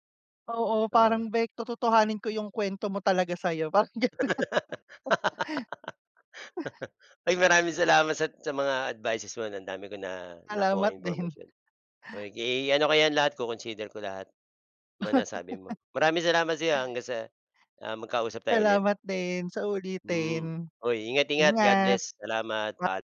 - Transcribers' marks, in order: laugh
- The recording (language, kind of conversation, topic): Filipino, unstructured, Paano mo hinaharap ang utang na hindi mo kayang bayaran?